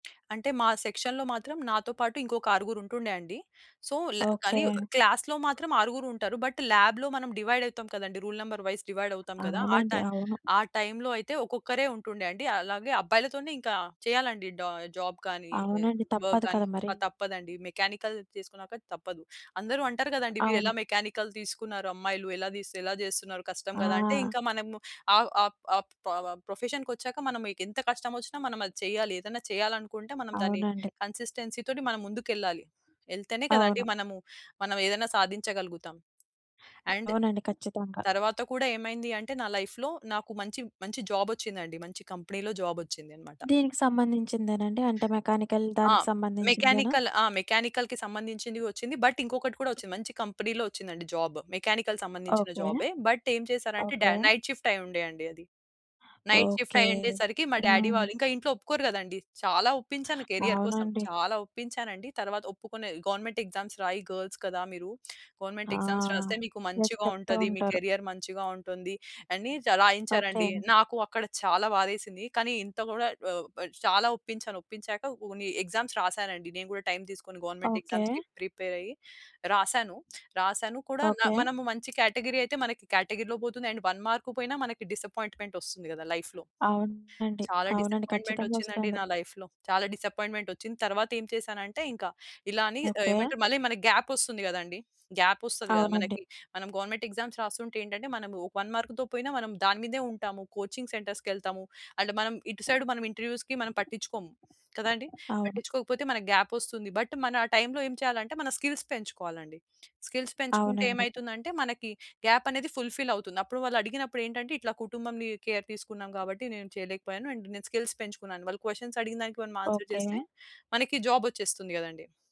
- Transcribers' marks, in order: in English: "సెక్షన్‌లో"; in English: "సో"; in English: "క్లాస్‌లో"; in English: "బట్ ల్యాబ్‌లో"; in English: "డివైడ్"; in English: "రూల్ నంబర్ వైస్ డివైడ్"; in English: "జాబ్"; in English: "వర్క్"; in English: "మెకానికల్"; in English: "మెకానికల్"; in English: "ప్రొఫెషన్‌కి"; in English: "కన్సిస్టెన్సీతోని"; other background noise; in English: "అండ్"; in English: "లైఫ్‌లో"; in English: "జాబ్"; in English: "కంపెనీలో జాబ్"; in English: "మెకానికల్"; in English: "మెకానికల్"; in English: "మెకానికల్‌కి"; in English: "బట్"; in English: "కంపెనీలో"; in English: "జాబ్. మెకానికల్‌కు"; in English: "బట్"; in English: "నైట్ షిఫ్ట్"; in English: "నైట్ షిఫ్ట్"; in English: "డ్యాడీ"; in English: "కెరీర్ కోసం"; in English: "గవర్నమెంట్ ఎగ్జామ్స్"; in English: "గర్ల్స్"; in English: "గవర్నమెంట్ ఎగ్జామ్స్"; in English: "ఎస్"; in English: "కెరీయర్"; in English: "ఎగ్జామ్స్"; in English: "గవర్నమెంట్ ఎగ్జామ్స్‌కి ప్రిపేర్"; in English: "కేటగరీ"; in English: "కేటగరీలో"; in English: "వన్ మార్క్"; in English: "డిసప్పాయింట్‌మెంట్"; in English: "లైఫ్‌లో"; in English: "డిసప్పాయింట్‌మెంట్"; in English: "లైఫ్‌లో"; in English: "డిసప్పాయింట్‌మెంట్"; in English: "గ్యాప్"; in English: "గ్యాప్"; in English: "గవర్నమెంట్ ఎగ్జామ్స్"; in English: "వన్ మార్క్‌తో"; in English: "కోచింగ్ సెంటర్స్‌కి"; in English: "అండ్"; in English: "సైడ్"; in English: "ఇంటర్వ్యూస్‌కి"; in English: "గ్యాప్"; in English: "బట్"; in English: "స్కిల్స్"; in English: "స్కిల్స్"; in English: "గ్యాప్"; in English: "ఫుల్‌ఫిల్"; in English: "కేర్"; in English: "స్కిల్స్"; in English: "క్వెషన్స్"; in English: "ఆన్సర్"; in English: "జాబ్"
- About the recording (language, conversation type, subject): Telugu, podcast, కెరీర్‌ను ఎంచుకోవడంలో మీ కుటుంబం మిమ్మల్ని ఎలా ప్రభావితం చేస్తుంది?